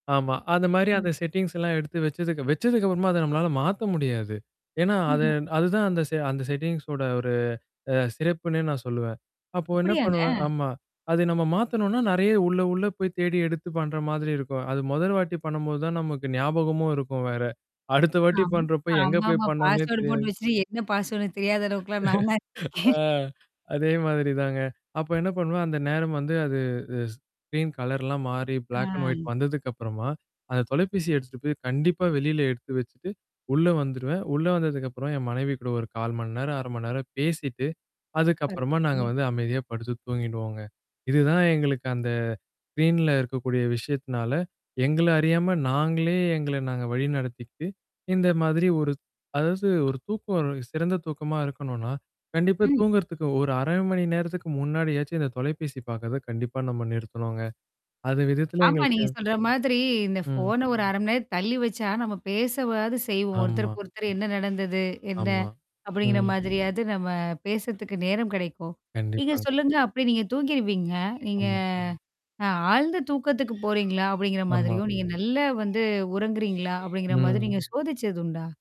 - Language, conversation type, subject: Tamil, podcast, ஒரு நல்ல தூக்க வழக்கத்தைப் பேண தொழில்நுட்பத்தை எப்படி பயன்படுத்துவீர்கள்?
- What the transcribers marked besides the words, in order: in English: "செட்டிங்ஸ்"; tapping; in English: "பாஸ்வோர்டு"; other background noise; other noise; laugh; distorted speech; chuckle; in English: "ஸ்கரீன்"; in English: "பிளாக் அண்ட் ஒயிட்"; unintelligible speech; in English: "ஸ்க்ரீன்ல"; in English: "ஃபோன"